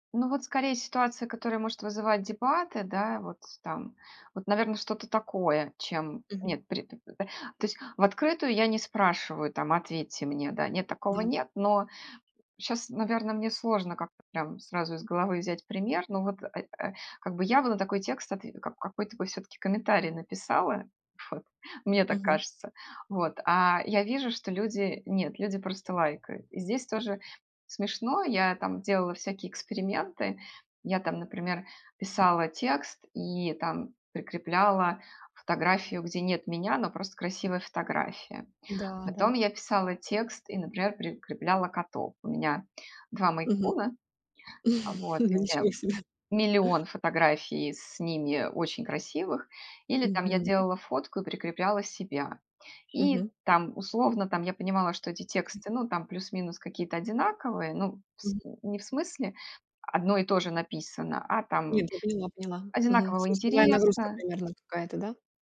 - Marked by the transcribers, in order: snort; tapping; chuckle; laughing while speaking: "Ну, ничего себе"
- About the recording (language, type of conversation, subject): Russian, podcast, Как лайки влияют на твою самооценку?